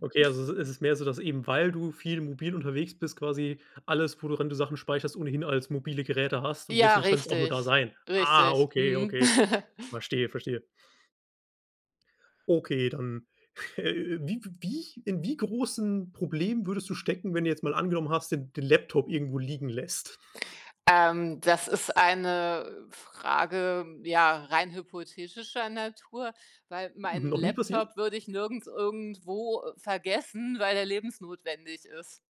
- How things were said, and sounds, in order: chuckle; chuckle; snort; chuckle
- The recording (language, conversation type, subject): German, podcast, Wie gehst du mit kreativen Blockaden um?